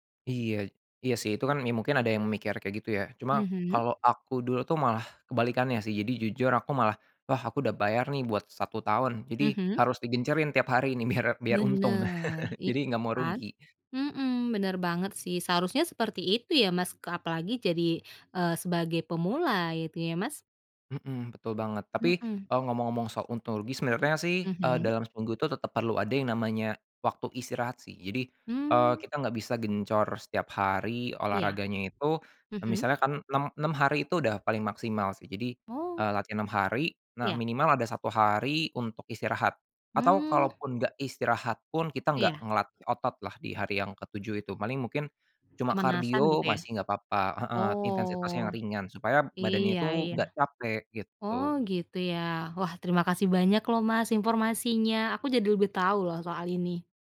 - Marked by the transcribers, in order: other background noise; laughing while speaking: "biar"; laughing while speaking: "untung"
- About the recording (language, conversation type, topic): Indonesian, podcast, Jika harus memberi saran kepada pemula, sebaiknya mulai dari mana?